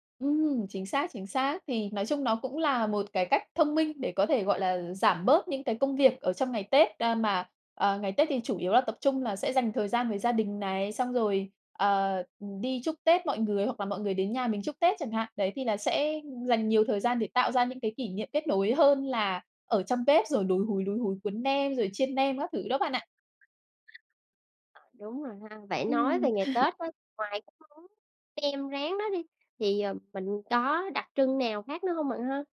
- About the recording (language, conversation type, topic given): Vietnamese, podcast, Món ăn giúp bạn giữ kết nối với người thân ở xa như thế nào?
- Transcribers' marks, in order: tapping; other background noise; laugh